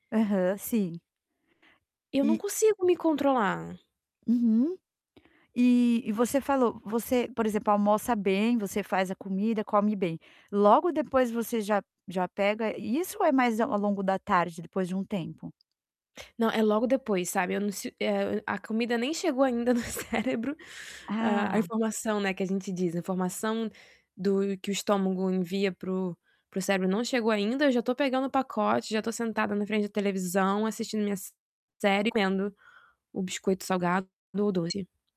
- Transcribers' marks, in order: tapping; other background noise; chuckle; distorted speech
- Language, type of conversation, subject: Portuguese, advice, Como posso equilibrar prazer e saúde na alimentação sem consumir tantos alimentos ultraprocessados?